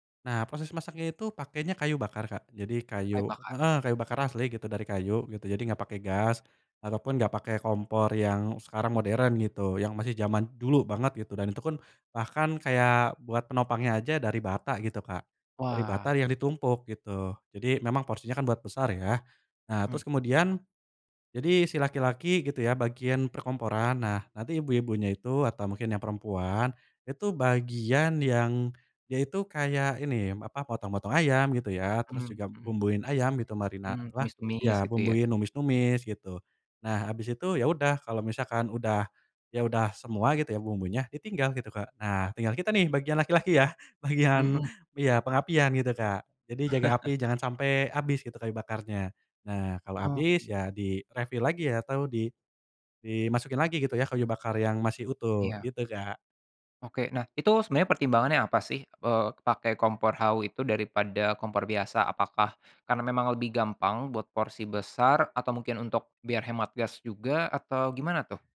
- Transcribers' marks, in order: other background noise; chuckle; in English: "di-refill"
- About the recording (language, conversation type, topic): Indonesian, podcast, Bagaimana tradisi makan keluarga Anda saat mudik atau pulang kampung?